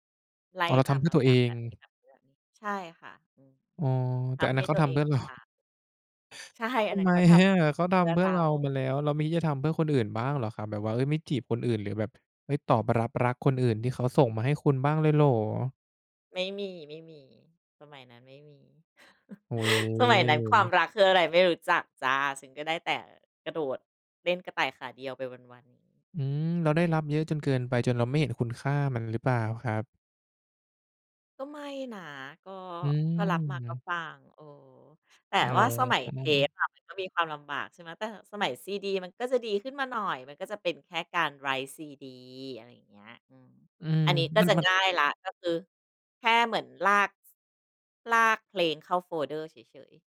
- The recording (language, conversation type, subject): Thai, podcast, คุณมีประสบการณ์แลกเทปหรือซีดีสมัยก่อนอย่างไรบ้าง?
- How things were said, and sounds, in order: laughing while speaking: "เรา"; laughing while speaking: "ใช่"; chuckle; in English: "folder"